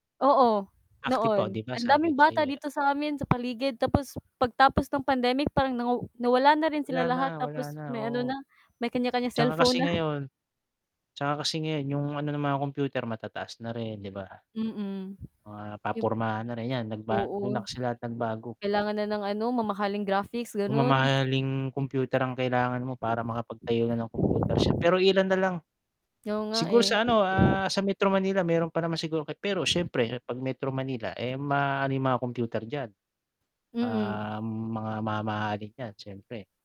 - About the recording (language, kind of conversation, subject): Filipino, unstructured, Anong simpleng gawain ang nagpapasaya sa iyo araw-araw?
- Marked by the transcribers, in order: static; other background noise; wind